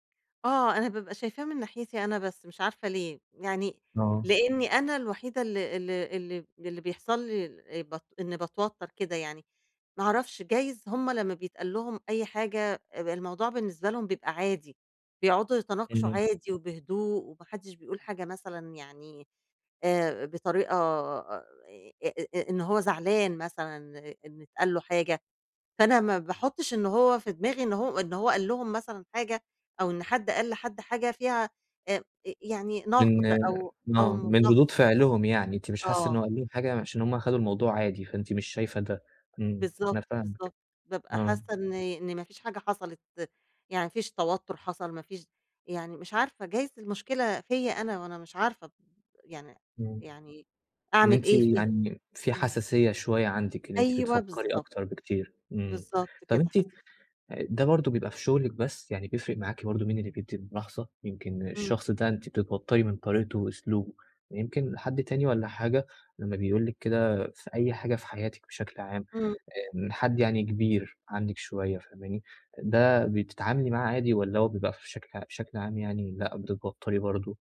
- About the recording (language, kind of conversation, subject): Arabic, advice, ازاي أهدّي قلقي وتوتري لما حد يديلي ملاحظات؟
- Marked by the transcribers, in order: tapping